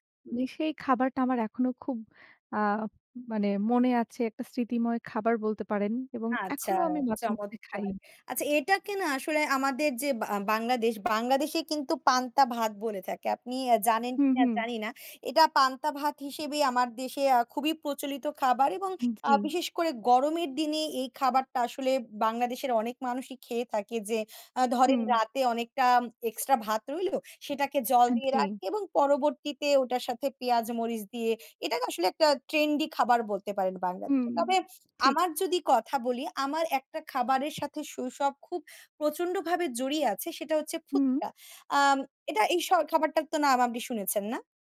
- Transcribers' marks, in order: none
- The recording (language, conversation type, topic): Bengali, unstructured, কোন খাবার তোমার মনে বিশেষ স্মৃতি জাগায়?